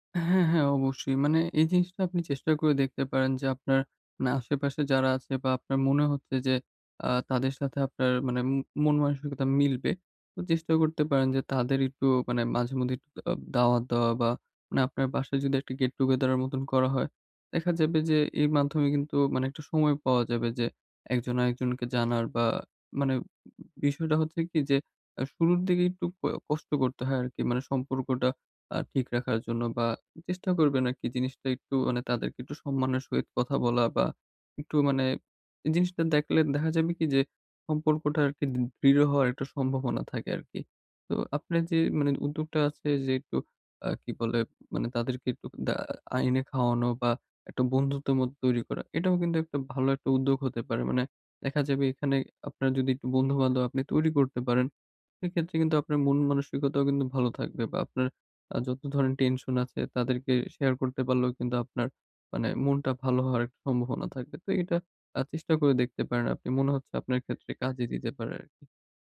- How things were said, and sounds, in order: tapping; other background noise
- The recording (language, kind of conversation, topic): Bengali, advice, পরিবর্তনের সঙ্গে দ্রুত মানিয়ে নিতে আমি কীভাবে মানসিকভাবে স্থির থাকতে পারি?